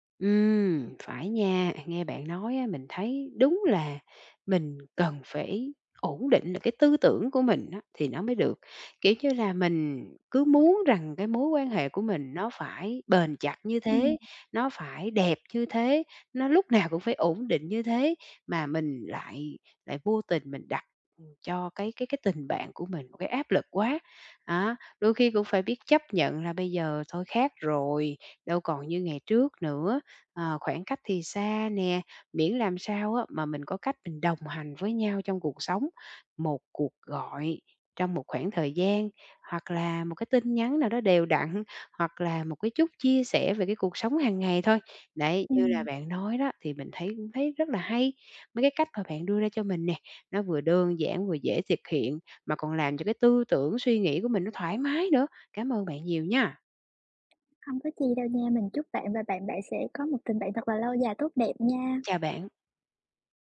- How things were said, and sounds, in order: tapping; other background noise
- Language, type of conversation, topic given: Vietnamese, advice, Làm sao để giữ liên lạc với bạn bè lâu dài?